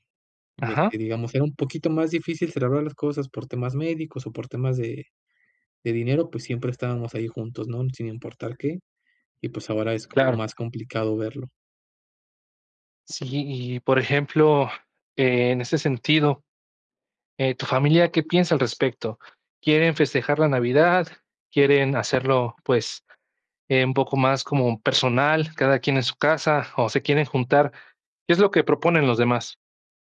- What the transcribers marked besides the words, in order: none
- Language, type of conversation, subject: Spanish, advice, ¿Cómo ha influido una pérdida reciente en que replantees el sentido de todo?